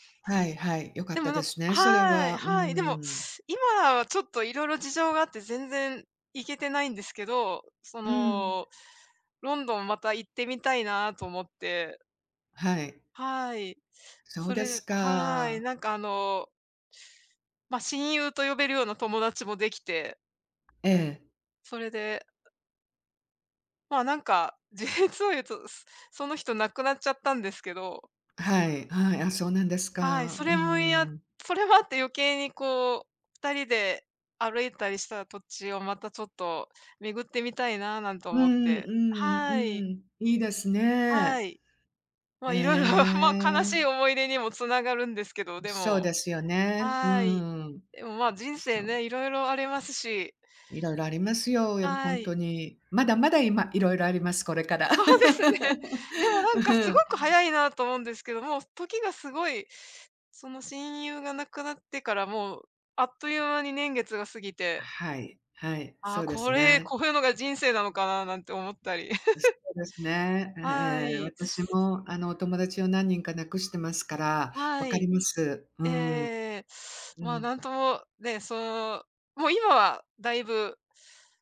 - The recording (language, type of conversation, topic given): Japanese, unstructured, 懐かしい場所を訪れたとき、どんな気持ちになりますか？
- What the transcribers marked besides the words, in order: other background noise; laughing while speaking: "実を言うと"; laughing while speaking: "色々"; drawn out: "へえ"; laughing while speaking: "そうですね"; laugh; chuckle